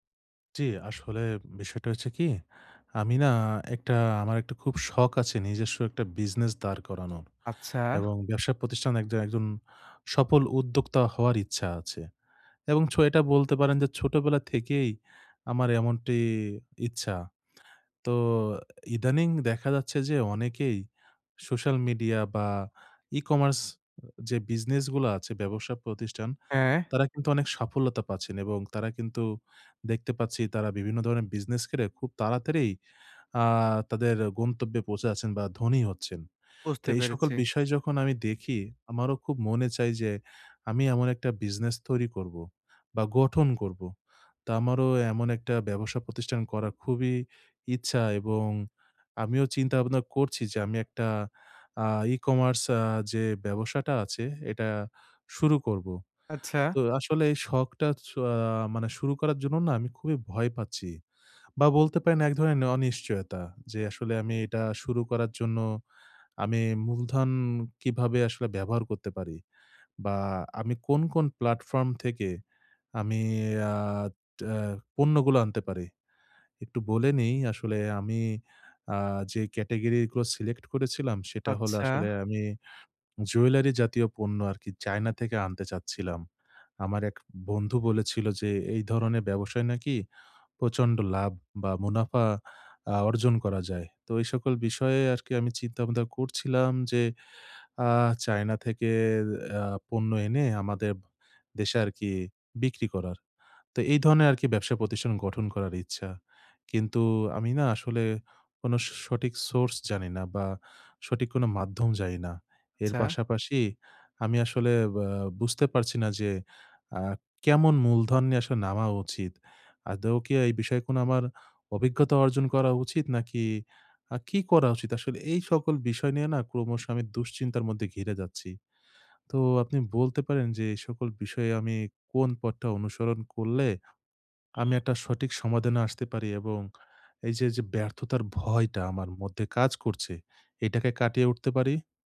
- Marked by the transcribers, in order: horn
- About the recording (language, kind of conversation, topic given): Bengali, advice, ব্যর্থতার ভয়ে চেষ্টা করা বন্ধ করা